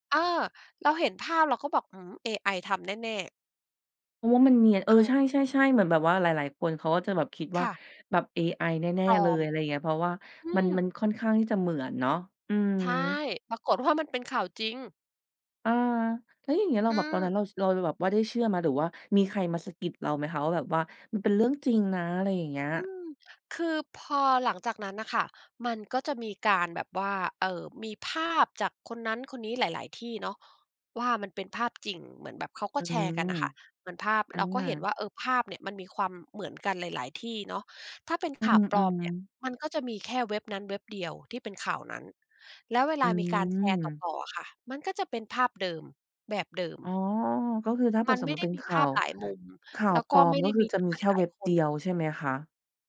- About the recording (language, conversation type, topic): Thai, podcast, เวลาเจอข่าวปลอม คุณทำอะไรเป็นอย่างแรก?
- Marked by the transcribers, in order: laughing while speaking: "ว่า"